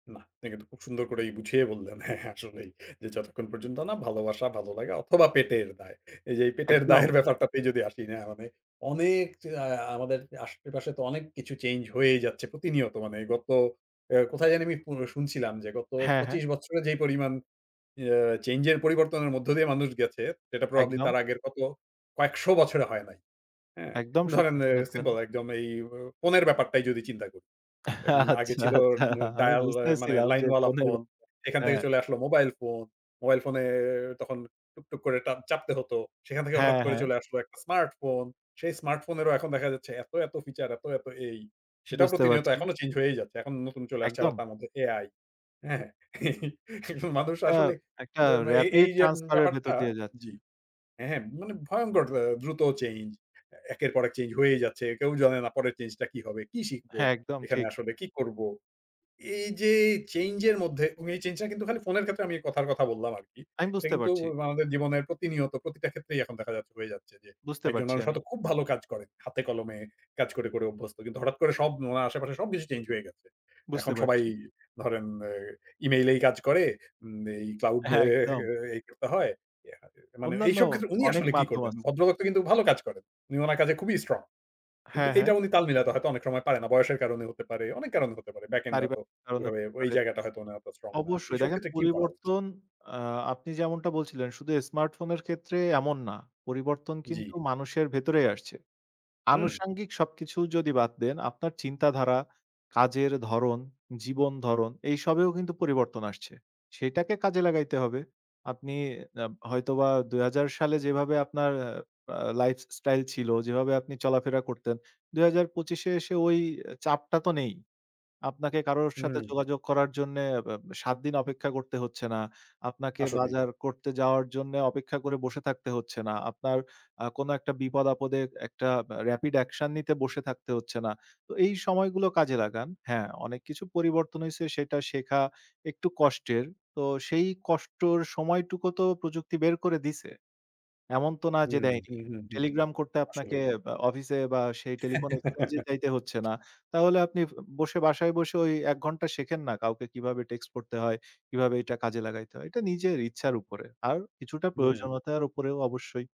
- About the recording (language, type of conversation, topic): Bengali, podcast, শিখতে আগ্রহ ধরে রাখার কৌশল কী?
- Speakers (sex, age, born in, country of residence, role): male, 25-29, Bangladesh, Bangladesh, guest; male, 40-44, Bangladesh, Finland, host
- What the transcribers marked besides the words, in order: tapping; chuckle; laughing while speaking: "হ্যাঁ"; laughing while speaking: "দায়ের"; laughing while speaking: "আচ্ছা, আচ্ছা"; chuckle; laughing while speaking: "মানুষ আসলে"; laughing while speaking: "হ্যাঁ"; other background noise; in English: "ব্যাক এন্ড"; chuckle